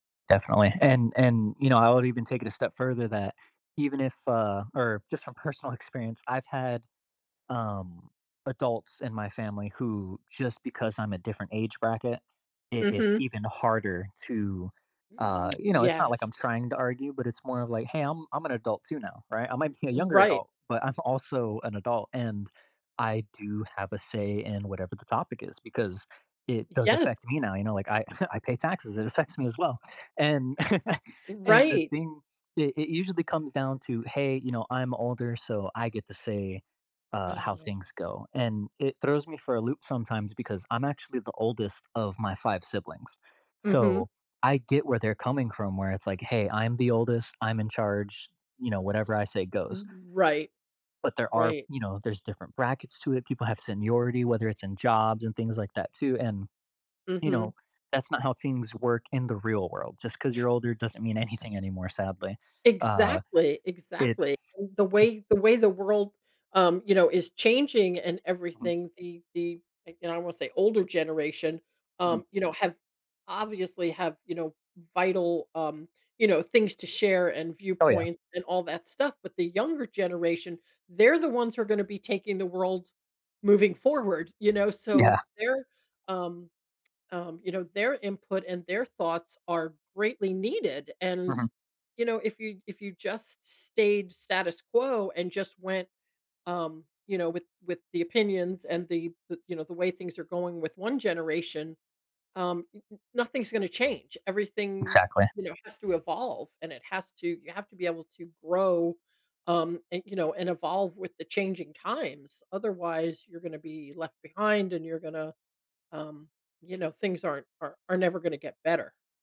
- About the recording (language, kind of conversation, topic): English, unstructured, How do you handle conflicts with family members?
- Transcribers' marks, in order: laughing while speaking: "personal"; other background noise; chuckle; laugh; tapping; laughing while speaking: "anything"; laughing while speaking: "Yeah"